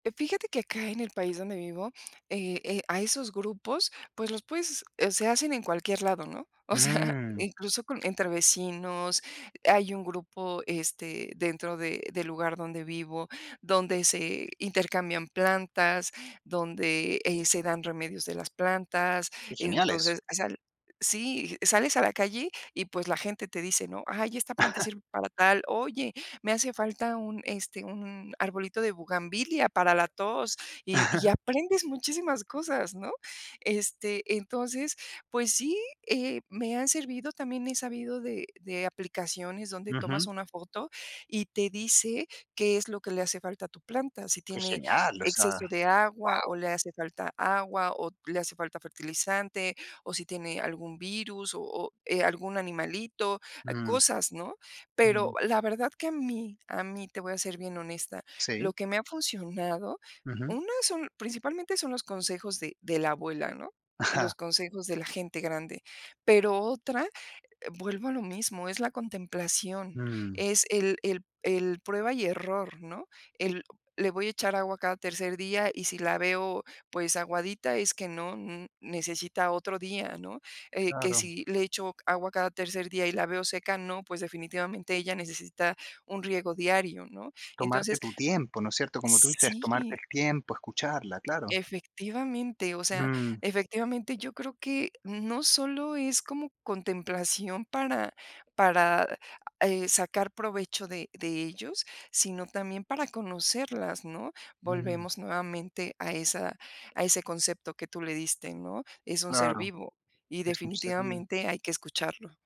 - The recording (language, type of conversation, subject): Spanish, podcast, ¿Cómo cuidarías un jardín para atraer más vida silvestre?
- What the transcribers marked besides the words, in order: other background noise; chuckle; chuckle; tapping